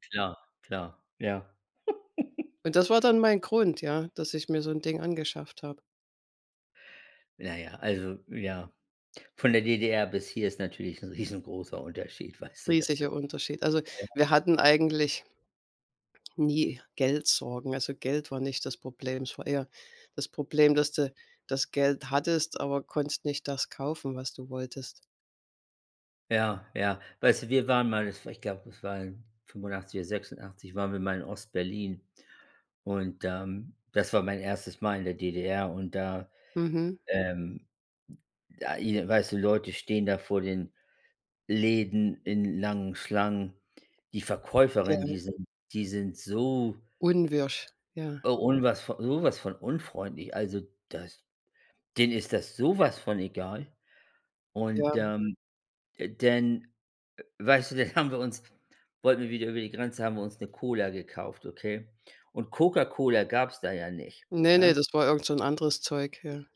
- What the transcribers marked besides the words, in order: giggle; laughing while speaking: "riesengroßer"; laughing while speaking: "weißt du"
- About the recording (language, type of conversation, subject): German, unstructured, Wie sparst du am liebsten Geld?